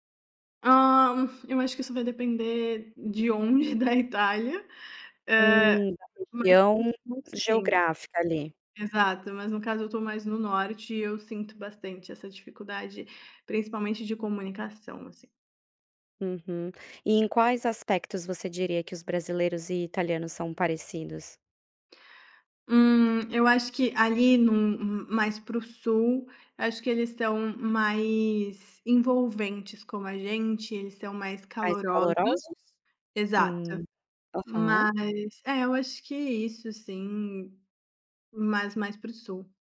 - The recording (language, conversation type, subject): Portuguese, podcast, Que música sempre te traz memórias fortes?
- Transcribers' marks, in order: chuckle; unintelligible speech